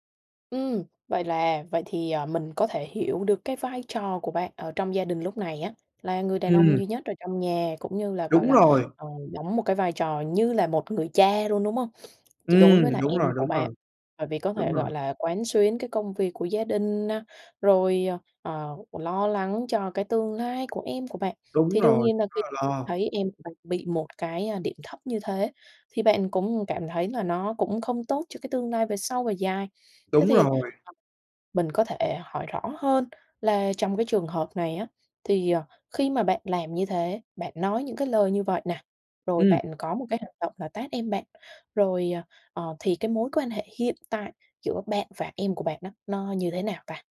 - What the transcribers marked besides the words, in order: sniff; unintelligible speech; tapping
- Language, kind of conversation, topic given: Vietnamese, advice, Làm sao để vượt qua nỗi sợ đối diện và xin lỗi sau khi lỡ làm tổn thương người khác?